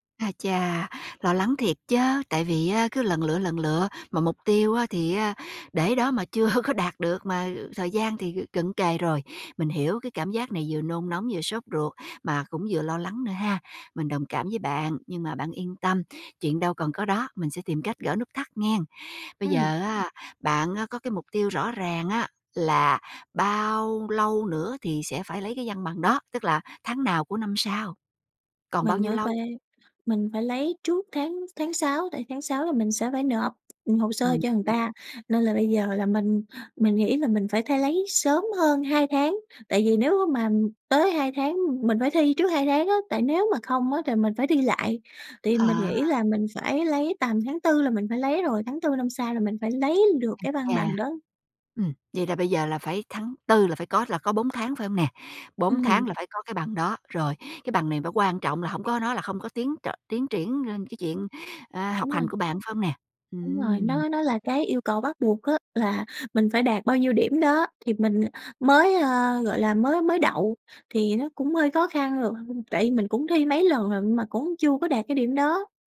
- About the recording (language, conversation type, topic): Vietnamese, advice, Vì sao bạn liên tục trì hoãn khiến mục tiêu không tiến triển, và bạn có thể làm gì để thay đổi?
- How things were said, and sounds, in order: laughing while speaking: "chưa"; tapping